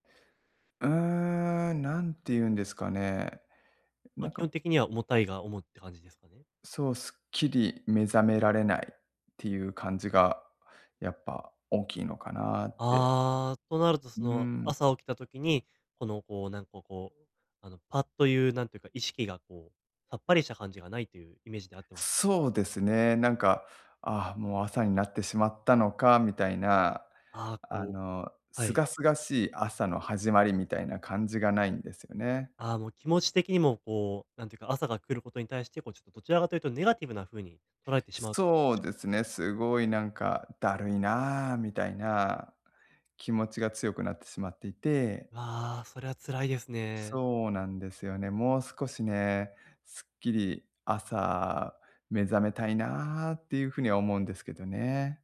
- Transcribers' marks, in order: unintelligible speech
- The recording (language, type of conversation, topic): Japanese, advice, 朝、すっきり目覚めるにはどうすればいいですか？